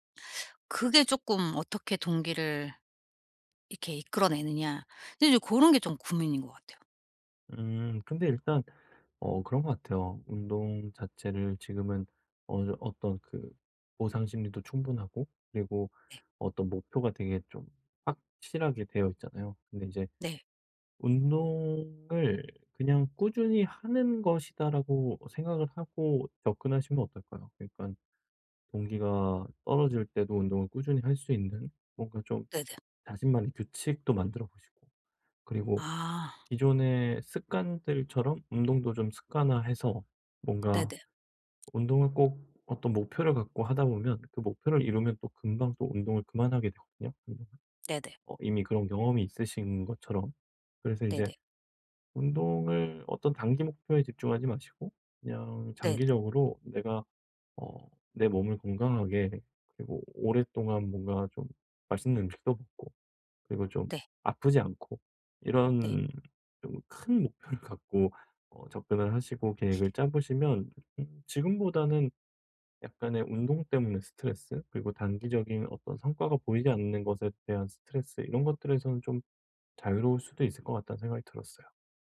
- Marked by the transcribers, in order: other background noise; unintelligible speech; laughing while speaking: "목표를"
- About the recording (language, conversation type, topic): Korean, advice, 동기부여가 떨어질 때도 운동을 꾸준히 이어가기 위한 전략은 무엇인가요?